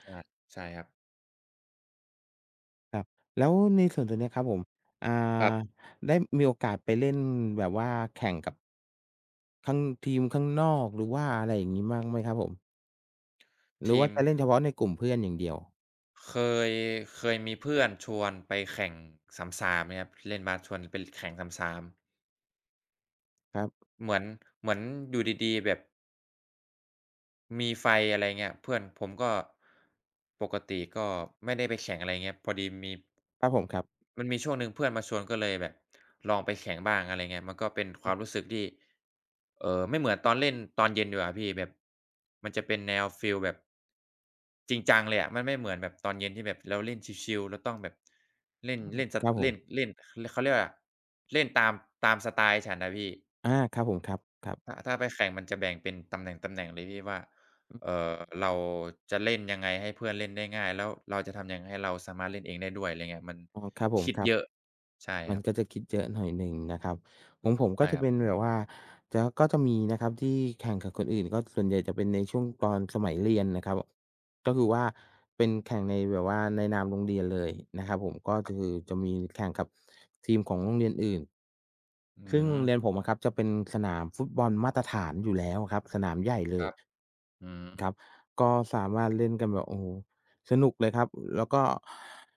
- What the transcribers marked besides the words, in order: tapping
- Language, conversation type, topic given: Thai, unstructured, คุณเคยมีประสบการณ์สนุกๆ ขณะเล่นกีฬาไหม?